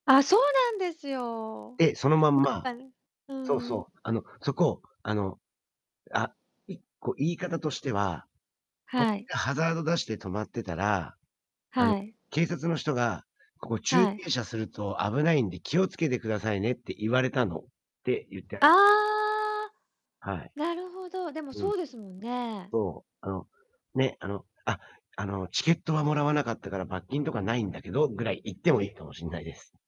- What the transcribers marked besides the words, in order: distorted speech; tapping; drawn out: "ああ"
- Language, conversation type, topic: Japanese, advice, 約束を何度も破る友人にはどう対処すればいいですか？